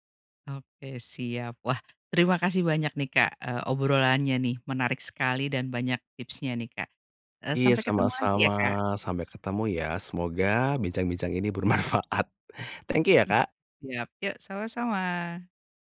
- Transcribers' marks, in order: laughing while speaking: "bermanfaat"; in English: "thank you"; other background noise
- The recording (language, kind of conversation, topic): Indonesian, podcast, Bagaimana cara menjelaskan kepada orang tua bahwa kamu perlu mengubah arah karier dan belajar ulang?